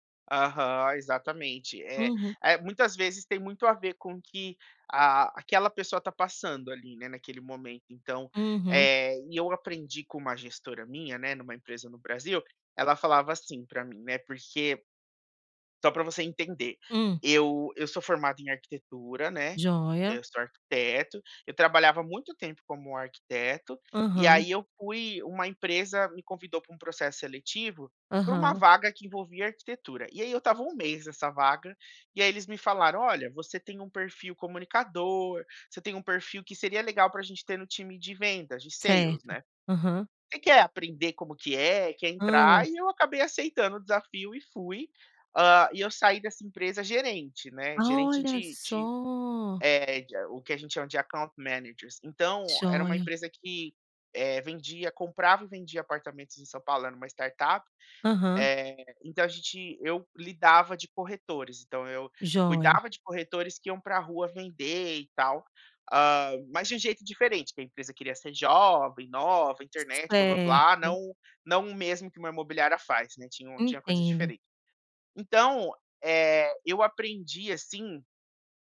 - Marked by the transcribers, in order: tapping; in English: "sales"; in English: "Account Managers"
- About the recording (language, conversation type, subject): Portuguese, podcast, Como pedir esclarecimentos sem criar atrito?